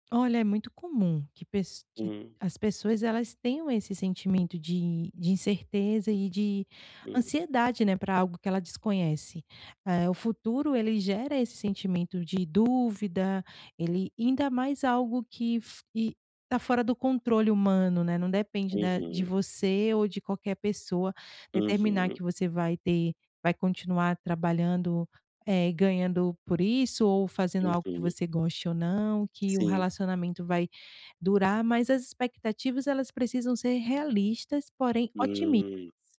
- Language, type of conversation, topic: Portuguese, advice, Como posso manter a calma quando tudo ao meu redor parece incerto?
- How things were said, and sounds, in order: none